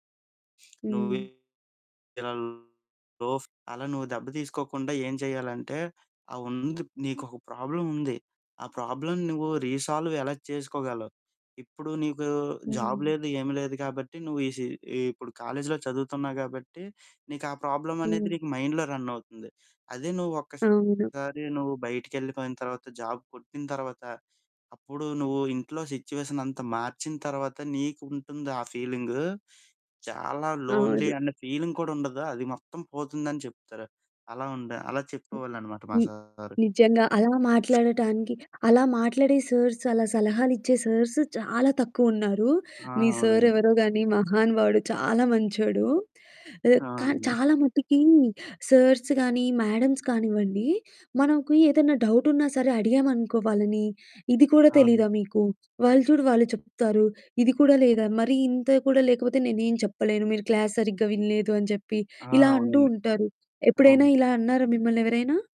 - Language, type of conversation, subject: Telugu, podcast, మీ మెంటార్ నుంచి ఒక్క పాఠమే నేర్చుకోవాల్సి వస్తే అది ఏమిటి?
- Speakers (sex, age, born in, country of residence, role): female, 20-24, India, India, host; male, 25-29, India, India, guest
- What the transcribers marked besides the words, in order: sniff; distorted speech; static; in English: "లో"; in English: "ప్రాబ్లం"; in English: "ప్రాబ్లమ్"; in English: "రీసాల్వ్"; in English: "జాబ్"; in English: "ప్రాబ్లమ్"; in English: "మైండ్‌లో రన్"; in English: "జాబ్"; in English: "సిట్యుయేషన్"; in English: "ఫీలింగ్"; in English: "లోన్లీ"; in English: "ఫీలింగ్"; other background noise; in English: "సార్స్"; in English: "సార్స్"; in English: "సార్స్"; in English: "మ్యాడమ్స్"; in English: "డౌట్"; in English: "క్లాస్"